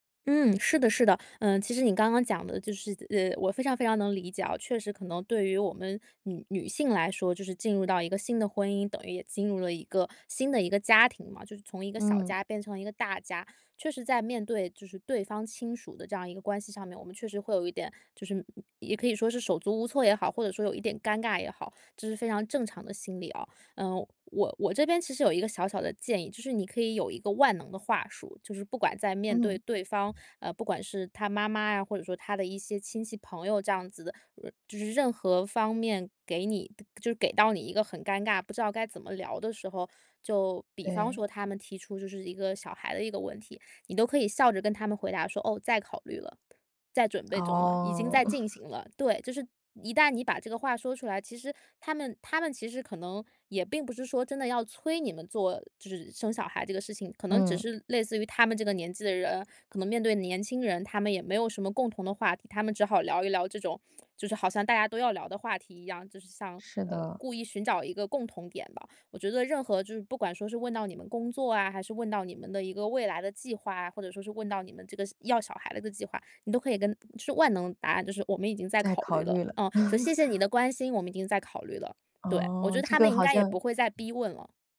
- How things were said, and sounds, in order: other background noise; chuckle; chuckle
- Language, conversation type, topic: Chinese, advice, 聚会中出现尴尬时，我该怎么做才能让气氛更轻松自然？